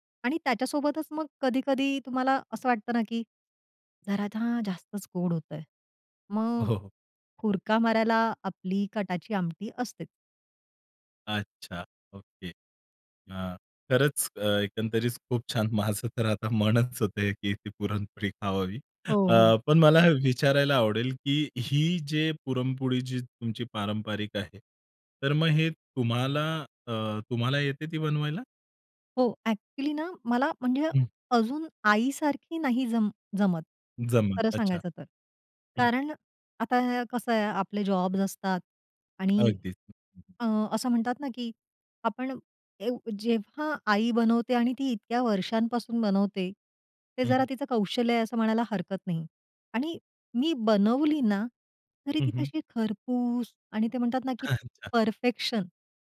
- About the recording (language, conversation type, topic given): Marathi, podcast, तुमच्या घरच्या खास पारंपरिक जेवणाबद्दल तुम्हाला काय आठवतं?
- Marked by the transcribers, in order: laughing while speaking: "माझं तर आता मनच होत, की ती पुरणपोळी खावावी"; tapping; unintelligible speech; chuckle